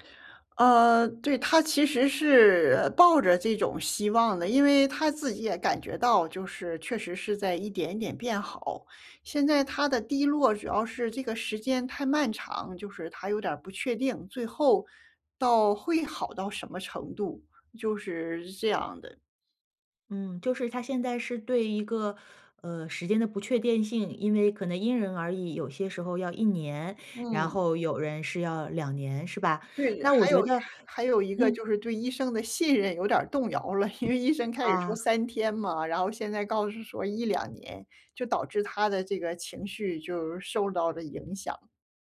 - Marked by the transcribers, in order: "确定" said as "确电"; chuckle
- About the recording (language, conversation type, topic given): Chinese, advice, 我该如何陪伴伴侣走出低落情绪？